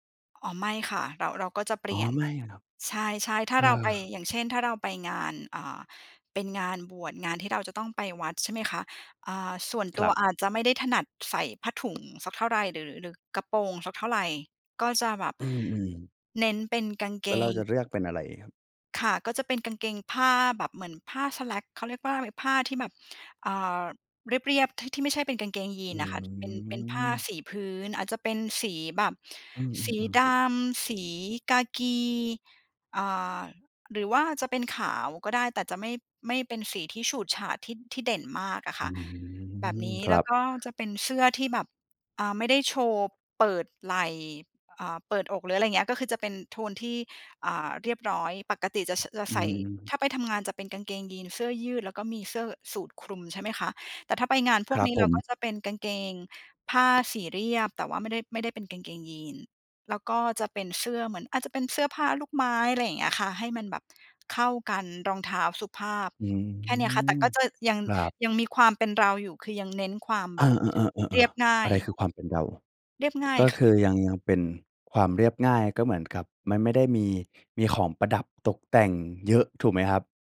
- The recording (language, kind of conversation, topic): Thai, podcast, สไตล์การแต่งตัวของคุณบอกอะไรเกี่ยวกับตัวคุณบ้าง?
- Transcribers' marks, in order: other background noise; tapping; drawn out: "อืม"